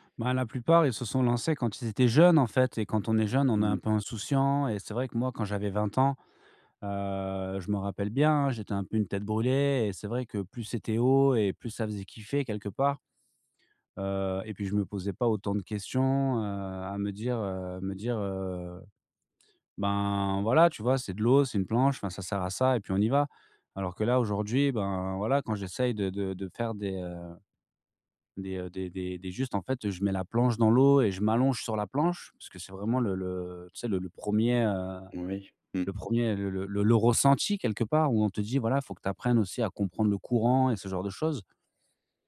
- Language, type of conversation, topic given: French, advice, Comment puis-je surmonter ma peur d’essayer une nouvelle activité ?
- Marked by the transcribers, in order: stressed: "ressenti"